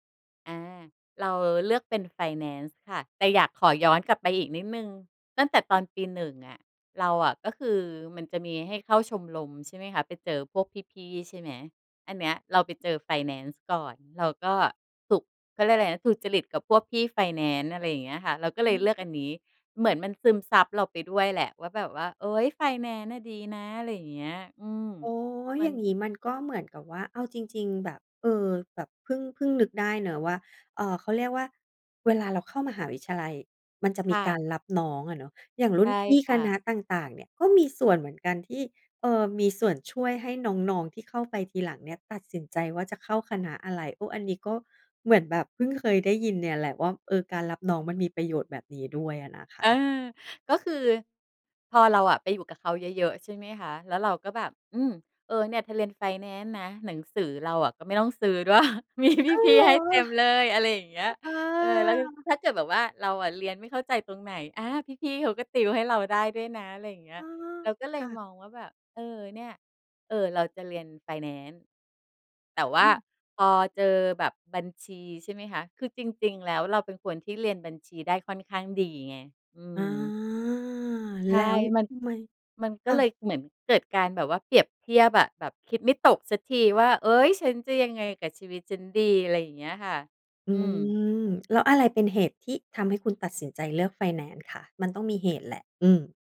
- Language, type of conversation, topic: Thai, podcast, คุณช่วยเล่าเหตุการณ์ที่เปลี่ยนชีวิตคุณให้ฟังหน่อยได้ไหม?
- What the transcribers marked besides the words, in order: tapping; laughing while speaking: "ด้วย มีพี่ ๆ ให้เต็มเลย"; surprised: "อ้าว เหรอ ?"; drawn out: "อา"; other background noise